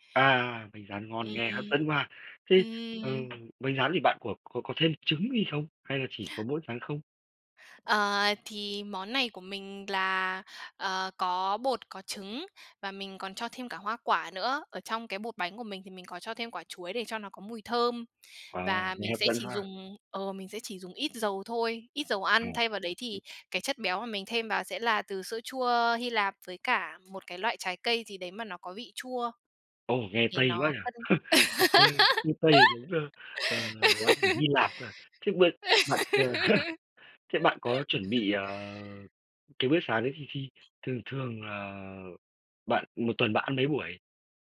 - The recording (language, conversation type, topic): Vietnamese, podcast, Buổi sáng bạn thường bắt đầu ngày mới như thế nào?
- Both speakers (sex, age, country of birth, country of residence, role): female, 25-29, Vietnam, Italy, guest; male, 35-39, Vietnam, Vietnam, host
- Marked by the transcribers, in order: tapping; laugh; laugh; giggle